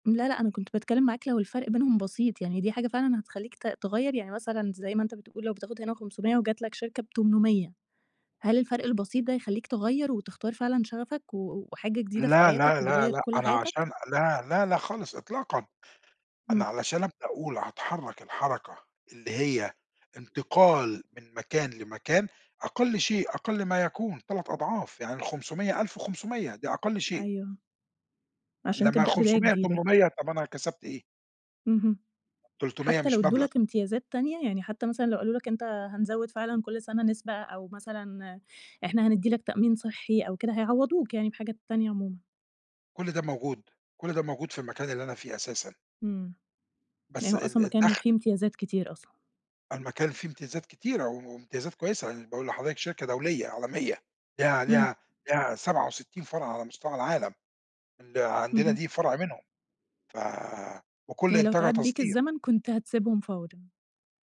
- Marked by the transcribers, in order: tapping
- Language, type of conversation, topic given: Arabic, podcast, إزاي بتقرر تمشي ورا شغفك ولا تختار أمان الوظيفة؟